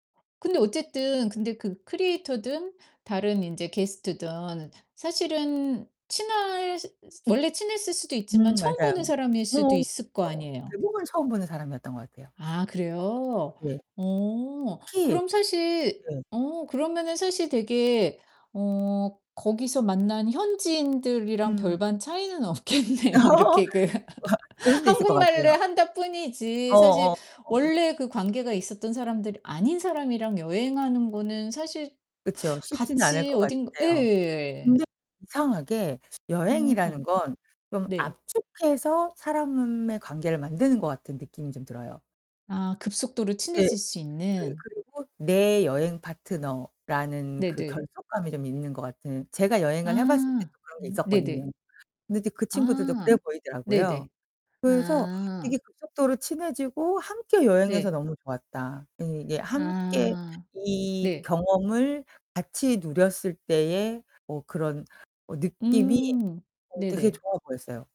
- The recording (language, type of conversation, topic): Korean, podcast, 가장 재미있게 본 예능 프로그램은 무엇이고, 그 이유는 무엇인가요?
- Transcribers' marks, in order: other background noise; distorted speech; unintelligible speech; static; laughing while speaking: "없겠네요. 이렇게 그"; laugh